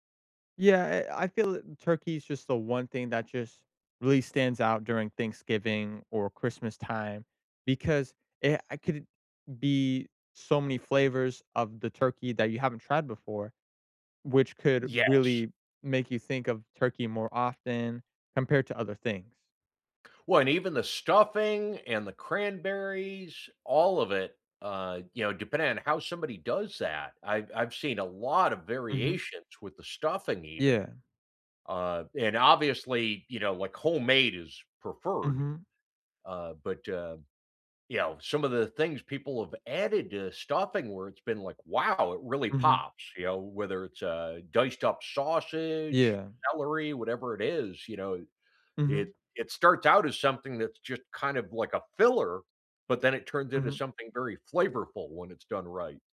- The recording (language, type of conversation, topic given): English, unstructured, What cultural tradition do you look forward to each year?
- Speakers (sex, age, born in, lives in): male, 20-24, United States, United States; male, 55-59, United States, United States
- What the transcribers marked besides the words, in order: other background noise